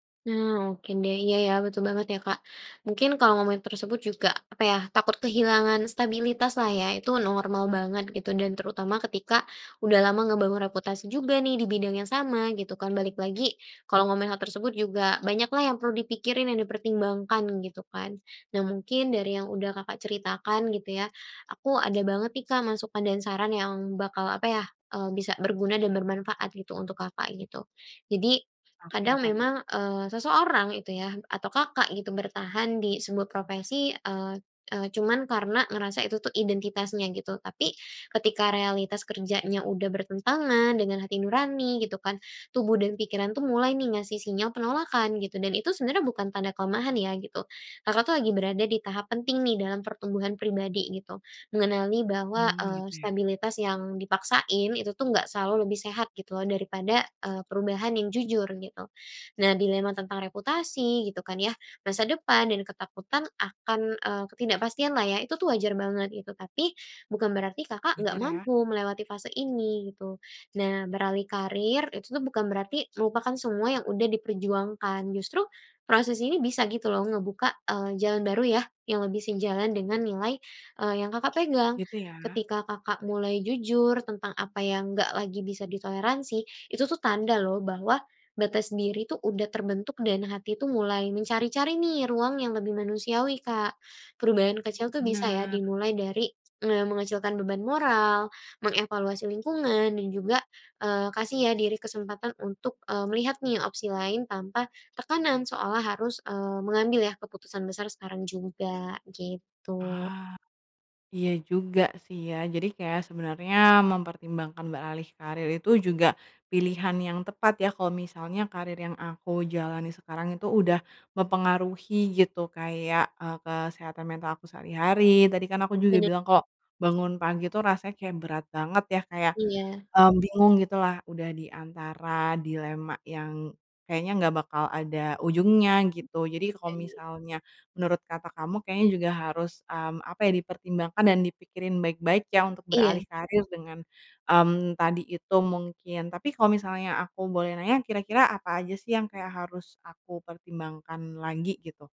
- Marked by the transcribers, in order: other background noise
- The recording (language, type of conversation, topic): Indonesian, advice, Mengapa Anda mempertimbangkan beralih karier di usia dewasa?